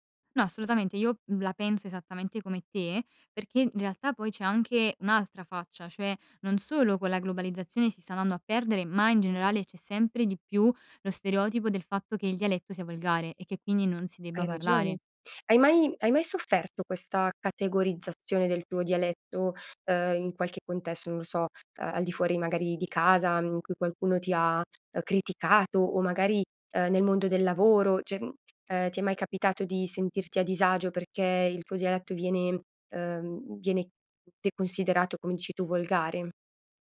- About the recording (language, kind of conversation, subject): Italian, podcast, Come ti ha influenzato la lingua che parli a casa?
- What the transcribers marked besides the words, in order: other background noise; "cioè" said as "ceh"